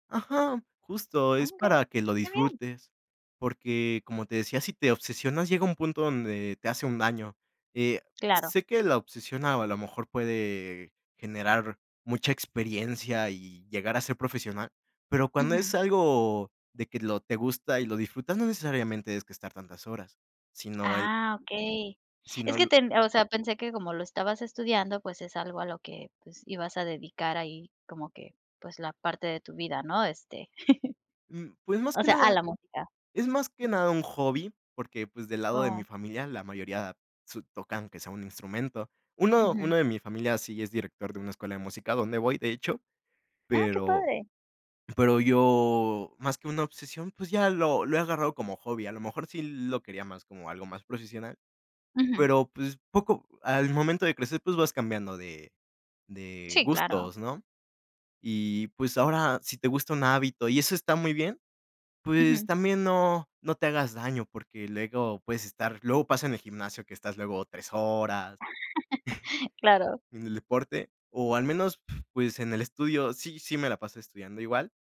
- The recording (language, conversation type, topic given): Spanish, podcast, ¿Qué haces cuando pierdes motivación para seguir un hábito?
- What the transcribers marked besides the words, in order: tapping; laugh; other noise; laugh; chuckle